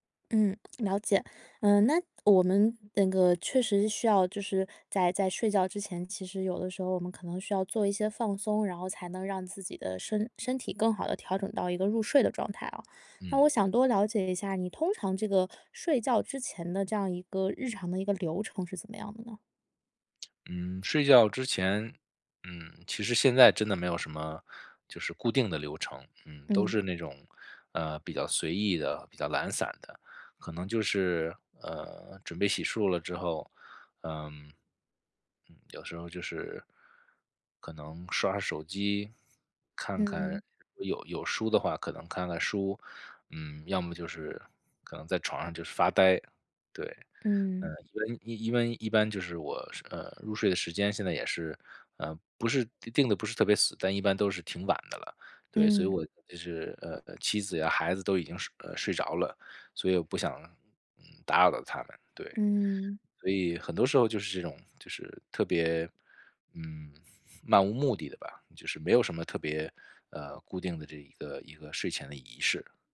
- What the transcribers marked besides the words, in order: lip smack
- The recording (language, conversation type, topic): Chinese, advice, 睡前如何做全身放松练习？